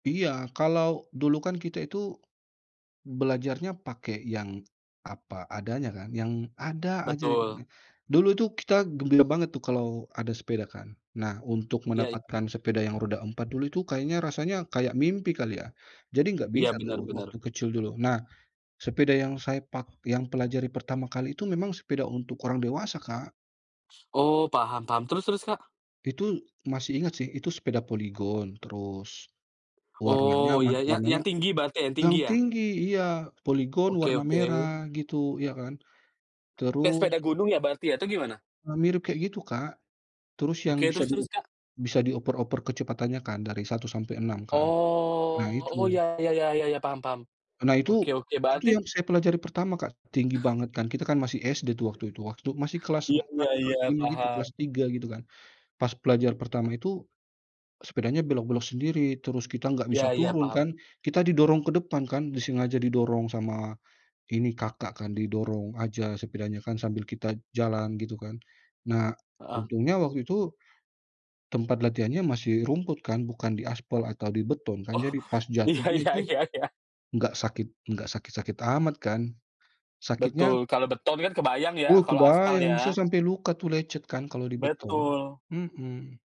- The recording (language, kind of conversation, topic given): Indonesian, podcast, Apa kenangan paling lucu saat pertama kali kamu belajar naik sepeda?
- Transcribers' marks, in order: other background noise; tapping; laughing while speaking: "iya iya iya"